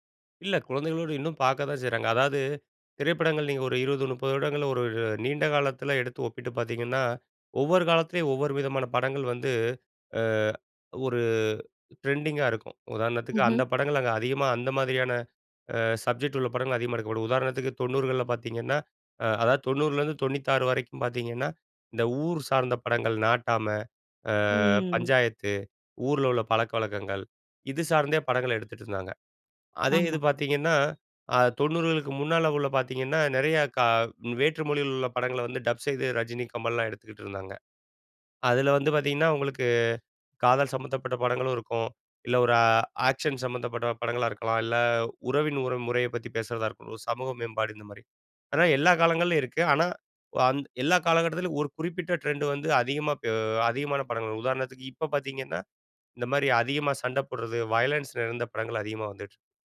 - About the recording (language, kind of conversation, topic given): Tamil, podcast, ஓர் படத்தைப் பார்க்கும்போது உங்களை முதலில் ஈர்க்கும் முக்கிய காரணம் என்ன?
- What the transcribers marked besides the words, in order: drawn out: "ம்"; in English: "வயலன்ஸ்"